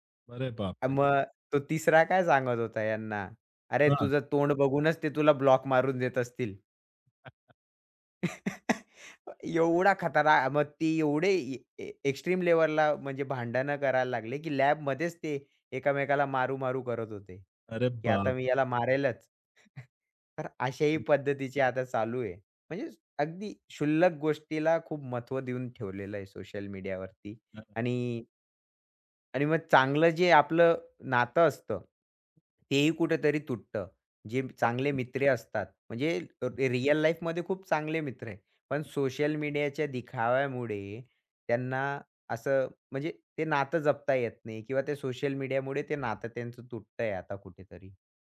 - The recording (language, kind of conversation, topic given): Marathi, podcast, सोशल मीडियावरून नाती कशी जपता?
- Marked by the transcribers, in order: chuckle; in English: "एक्स्ट्रीम"; chuckle; unintelligible speech; unintelligible speech; other background noise; unintelligible speech; in English: "लाईफमध्ये"